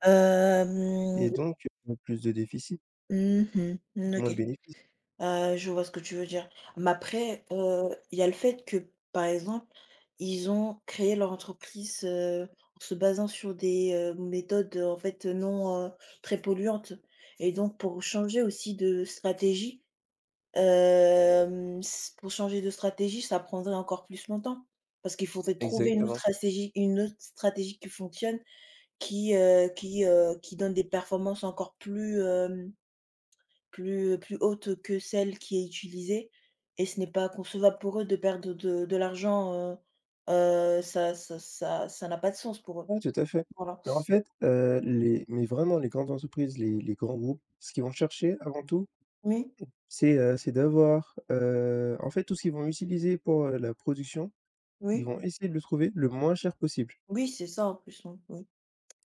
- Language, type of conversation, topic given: French, unstructured, Pourquoi certaines entreprises refusent-elles de changer leurs pratiques polluantes ?
- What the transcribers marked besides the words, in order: drawn out: "Hem"; other background noise; drawn out: "hem"; "stratégie" said as "asségie"; teeth sucking; other noise; tapping